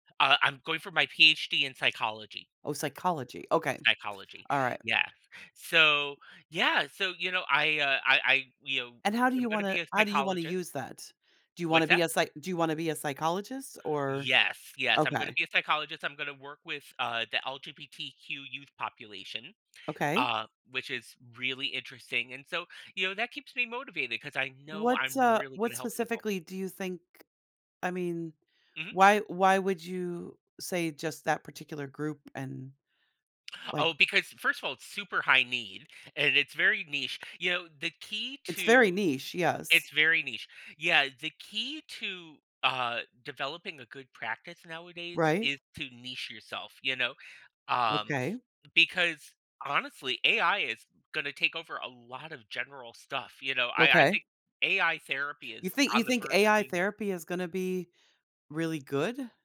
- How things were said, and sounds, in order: none
- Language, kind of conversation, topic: English, unstructured, How do you keep yourself motivated to learn and succeed in school?